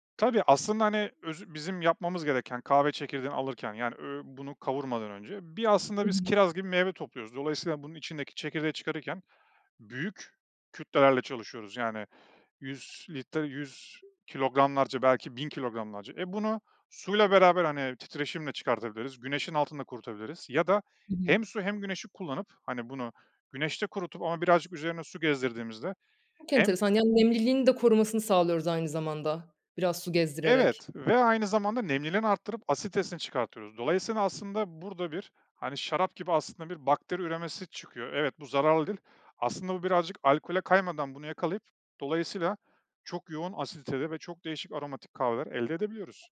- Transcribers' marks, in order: tapping; "asiditesini" said as "asitesini"
- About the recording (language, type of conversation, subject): Turkish, podcast, Bu yaratıcı hobinle ilk ne zaman ve nasıl tanıştın?